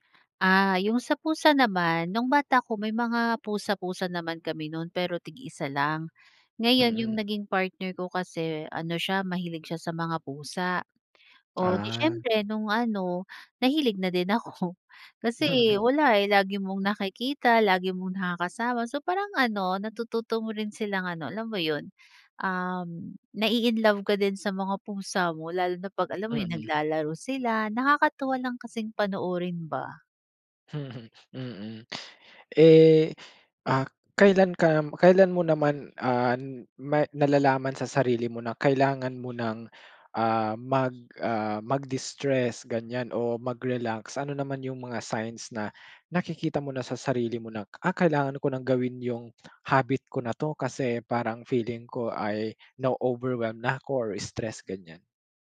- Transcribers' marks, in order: other background noise; chuckle
- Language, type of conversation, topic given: Filipino, podcast, Anong simpleng nakagawian ang may pinakamalaking epekto sa iyo?